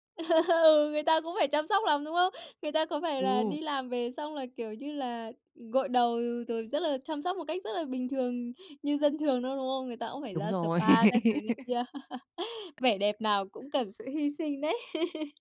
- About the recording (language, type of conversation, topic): Vietnamese, podcast, Bạn có thuộc cộng đồng người hâm mộ nào không, và vì sao bạn tham gia?
- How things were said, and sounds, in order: laugh; tapping; laugh; "spa" said as "sờ ba"; laugh; laugh